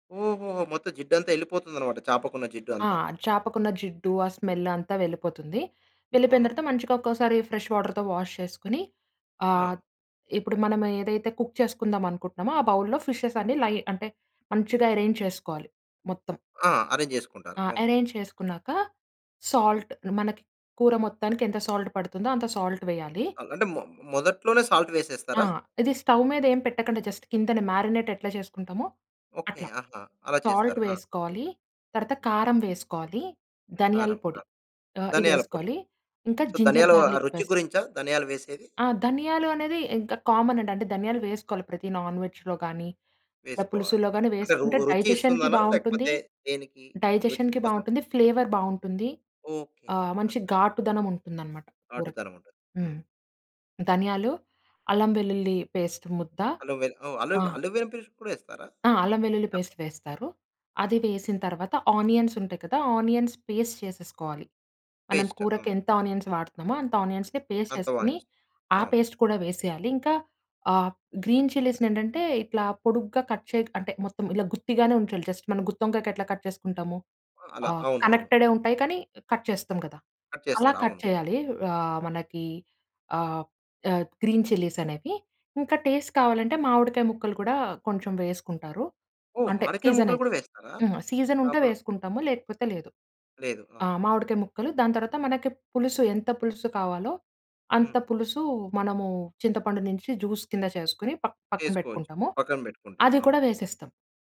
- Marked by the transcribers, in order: in English: "స్మెల్"; in English: "ఫ్రెష్ వాటర్‌తో వాష్"; in English: "కుక్"; in English: "బౌల్‌లో ఫిషెస్"; in English: "లై"; in English: "అరేంజ్"; in English: "అరేంజ్"; in English: "అరేంజ్"; in English: "సాల్ట్"; in English: "సాల్ట్"; in English: "సాల్ట్"; in English: "సాల్ట్"; in English: "స్టవ్"; in English: "జస్ట్"; in English: "మ్యారినేట్"; in English: "సాల్ట్"; in English: "సో"; in English: "జింజర్ గార్లిక్ పేస్"; in English: "కామన్"; in English: "నాన్‌వెజ్‌లో"; in English: "డైజెషన్‌కి"; in English: "డైజెషన్‌కి"; in English: "ఫ్లేవర్"; in English: "పేస్ట్"; in English: "పేస్ట్"; other noise; in English: "పేస్ట్"; in English: "ఆనియన్స్"; in English: "ఆనియన్స్ పేస్ట్"; in English: "పేస్ట్"; in English: "ఆనియన్స్"; in English: "ఆనియన్స్‌ని పేస్ట్"; in English: "పేస్ట్"; in English: "గ్రీన్ చిల్లీస్‌ని"; in English: "కట్"; in English: "జస్ట్"; in English: "కట్"; in English: "కట్"; in English: "కట్"; in English: "కట్"; in English: "గ్రీన్ చిల్లీస్"; in English: "టేస్ట్"; in English: "సీజన్"; in English: "సీజన్"; in English: "జ్యూస్"
- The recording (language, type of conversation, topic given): Telugu, podcast, మీ కుటుంబంలో తరతరాలుగా కొనసాగుతున్న ఒక సంప్రదాయ వంటకం గురించి చెప్పగలరా?